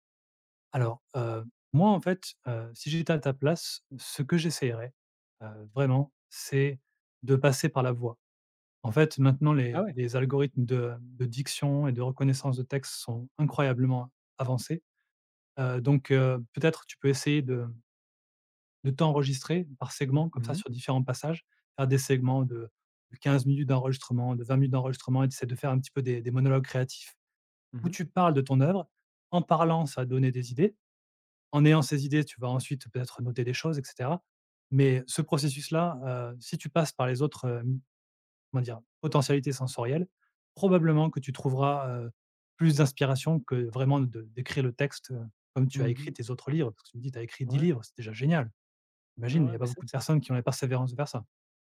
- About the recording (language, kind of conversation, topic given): French, advice, Comment surmonter le doute après un échec artistique et retrouver la confiance pour recommencer à créer ?
- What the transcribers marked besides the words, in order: none